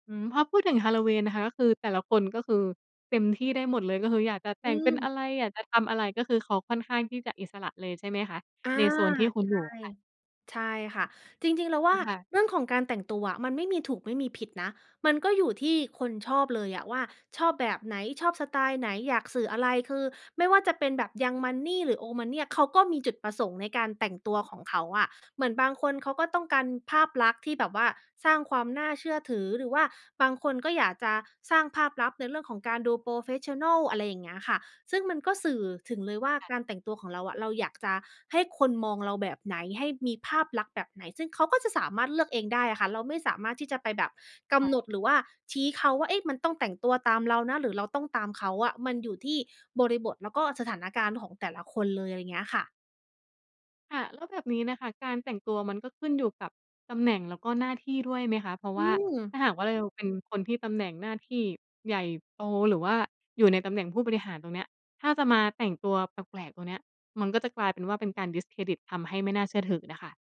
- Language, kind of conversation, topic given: Thai, podcast, สไตล์การแต่งตัวของคุณสะท้อนบุคลิกของคุณอย่างไรบ้าง?
- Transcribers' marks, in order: in English: "young money"; in English: "old money"; in English: "โพรเฟสชันนัล"; tapping; in English: "discredit"